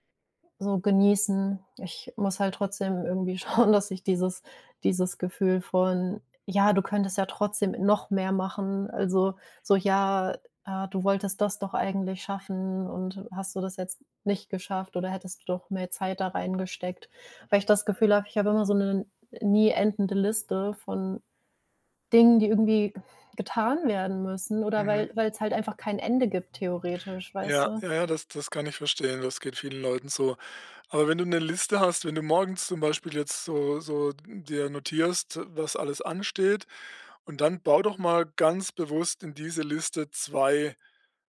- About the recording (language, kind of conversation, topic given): German, advice, Warum fühle ich mich schuldig, wenn ich einfach entspanne?
- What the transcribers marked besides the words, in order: laughing while speaking: "schauen"